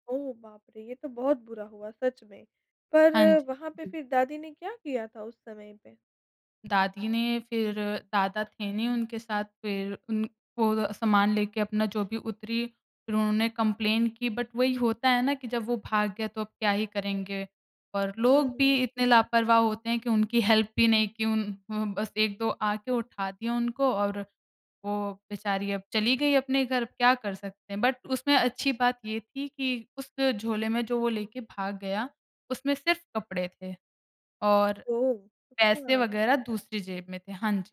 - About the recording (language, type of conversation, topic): Hindi, podcast, नए लोगों से बातचीत शुरू करने का आपका तरीका क्या है?
- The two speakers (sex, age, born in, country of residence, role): female, 20-24, India, India, guest; female, 25-29, India, India, host
- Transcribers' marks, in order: in English: "कंप्लेन"; in English: "बट"; in English: "हेल्प"; in English: "बट"